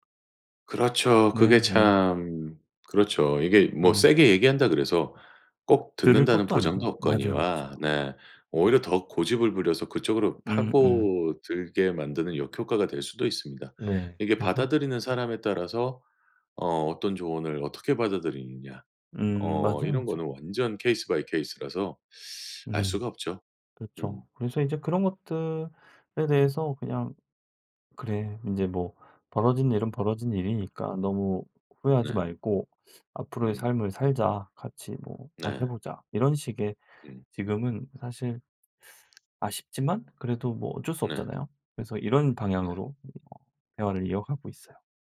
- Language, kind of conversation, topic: Korean, podcast, 가족에게 진실을 말하기는 왜 어려울까요?
- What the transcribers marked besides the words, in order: other background noise